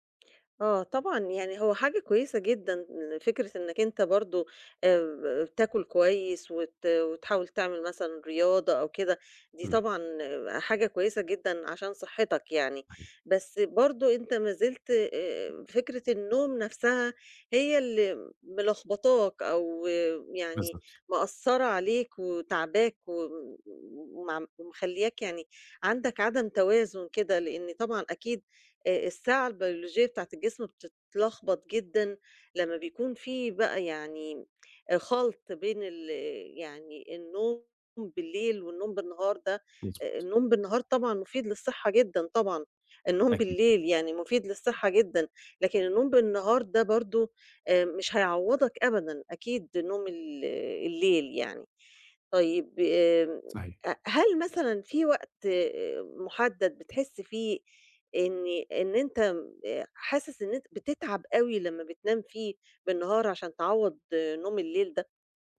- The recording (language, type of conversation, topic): Arabic, advice, إزاي قيلولة النهار بتبوّظ نومك بالليل؟
- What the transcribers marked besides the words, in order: none